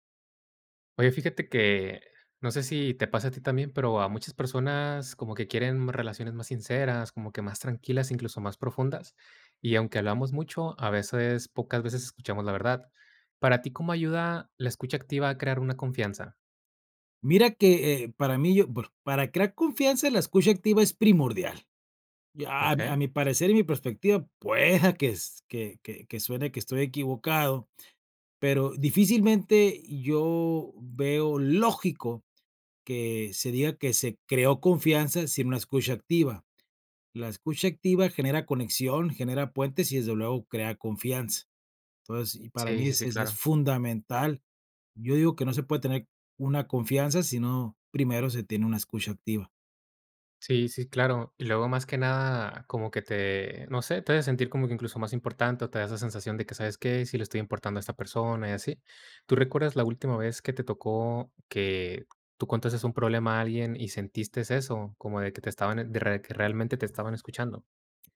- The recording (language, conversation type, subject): Spanish, podcast, ¿Cómo ayuda la escucha activa a generar confianza?
- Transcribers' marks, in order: none